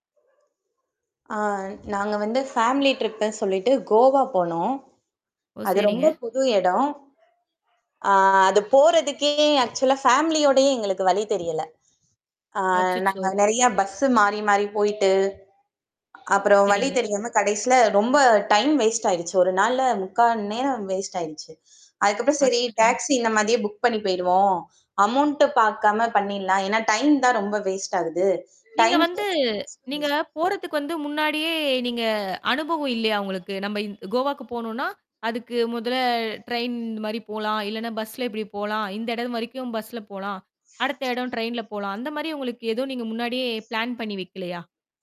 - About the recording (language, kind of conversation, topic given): Tamil, podcast, ஒரு பயணத்தில் திசை தெரியாமல் போன அனுபவத்தைச் சொல்ல முடியுமா?
- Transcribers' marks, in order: dog barking; other background noise; static; in English: "ஃபேமிலி ட்ரிப்புன்னு"; mechanical hum; distorted speech; in English: "ஆக்சுவலா ஃபேமிலியோடயே"; in English: "டைம் வேஸ்ட்"; in English: "வேஸ்ட்"; in English: "டாக்ஸி"; in English: "புக்"; in English: "அமௌண்ட்டு"; in English: "டைம்"; in English: "வேஸ்ட்"; in English: "டைம் ப்ளஸ் காஸ்ட் வேஸ்ட்"; horn; tapping; in English: "பிளான்"